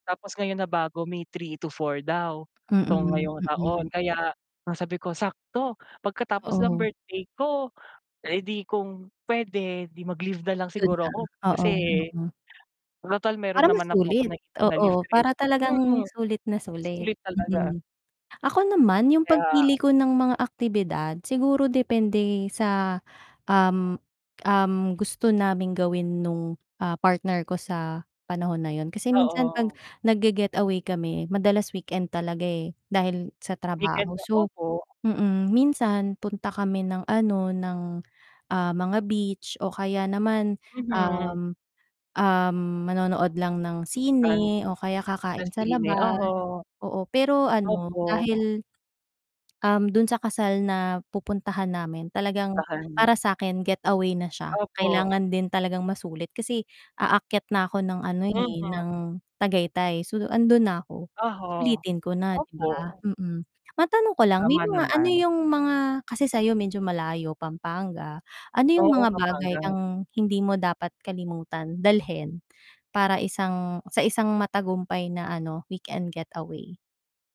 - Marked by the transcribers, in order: static; breath; distorted speech; unintelligible speech; breath; breath; breath; other background noise; exhale; breath
- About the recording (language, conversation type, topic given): Filipino, unstructured, Paano mo pinaplano na masulit ang isang bakasyon sa katapusan ng linggo?